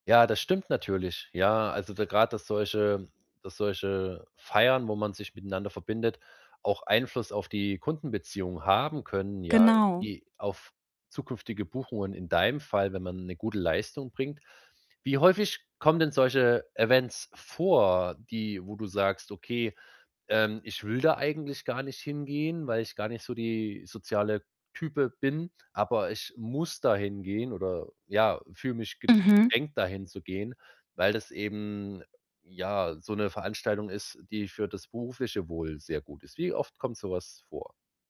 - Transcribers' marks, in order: distorted speech; other background noise
- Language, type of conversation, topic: German, advice, Wie kann ich mit sozialen Ängsten auf Partys und Feiern besser umgehen?
- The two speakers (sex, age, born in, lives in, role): female, 30-34, Germany, Germany, user; male, 30-34, Germany, Germany, advisor